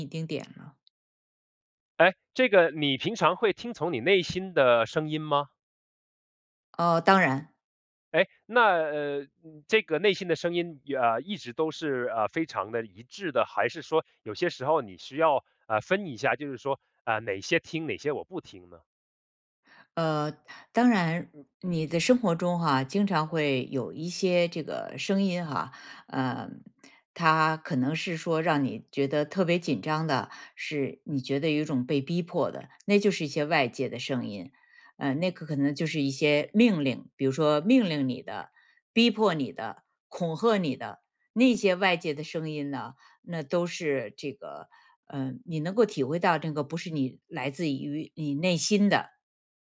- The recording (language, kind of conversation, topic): Chinese, podcast, 你如何辨别内心的真实声音？
- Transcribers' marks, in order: none